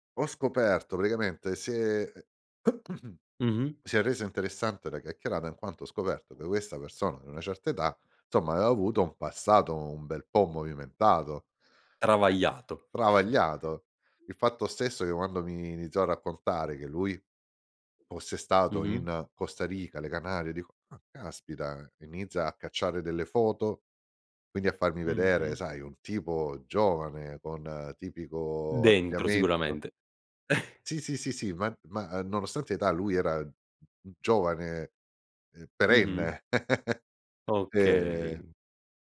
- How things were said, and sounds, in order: throat clearing; other background noise; other noise; chuckle; tapping; chuckle; chuckle
- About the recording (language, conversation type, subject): Italian, podcast, Mi racconti di una conversazione profonda che hai avuto con una persona del posto?